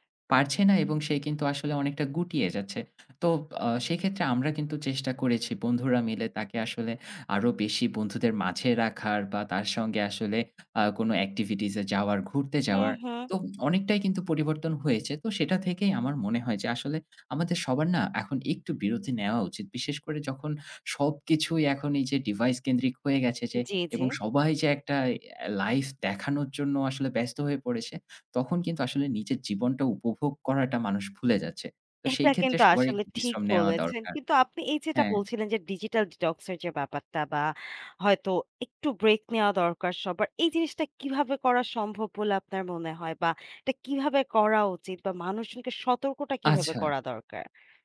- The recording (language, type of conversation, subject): Bengali, podcast, ইমোজি বা স্ট্যাটাসের কারণে কি কখনো ভুল বোঝাবুঝি হয়েছে?
- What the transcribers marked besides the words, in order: tapping; laughing while speaking: "এটা কিন্তু আসলে ঠিক বলেছেন"; in English: "digital detox"